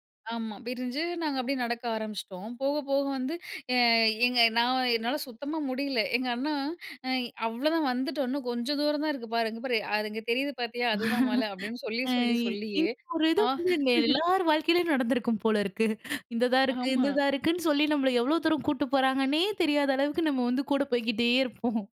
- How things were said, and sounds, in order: chuckle; drawn out: "அ"; chuckle
- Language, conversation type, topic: Tamil, podcast, ஒரு நினைவில் பதிந்த மலைநடை அனுபவத்தைப் பற்றி சொல்ல முடியுமா?